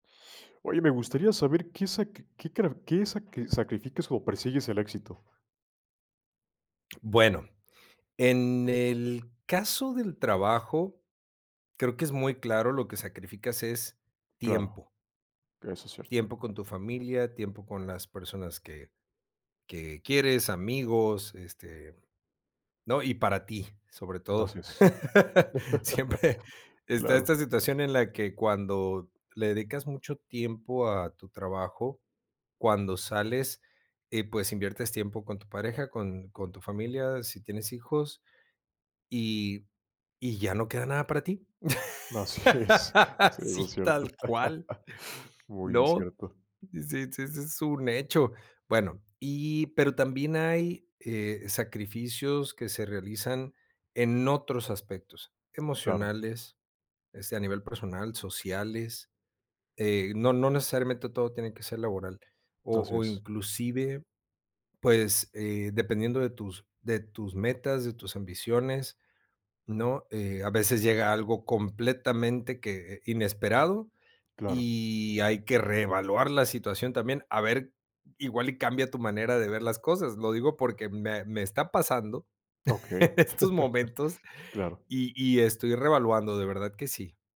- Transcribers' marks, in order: other background noise; laugh; laughing while speaking: "Siempre"; chuckle; laughing while speaking: "Así es"; laugh; chuckle; chuckle
- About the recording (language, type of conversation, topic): Spanish, podcast, ¿Qué sacrificas cuando buscas el éxito?